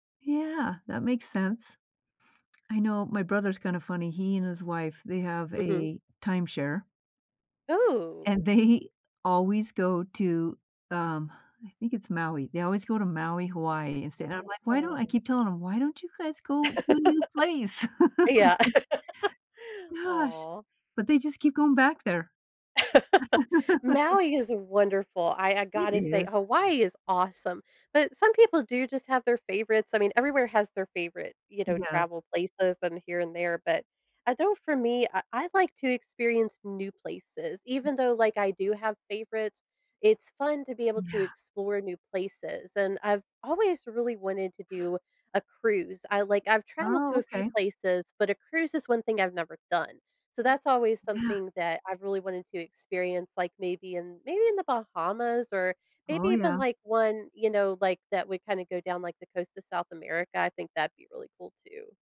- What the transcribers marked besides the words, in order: laughing while speaking: "they"; tapping; laugh; laugh; laugh; other background noise
- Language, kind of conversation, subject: English, podcast, How does exploring new places impact the way we see ourselves and the world?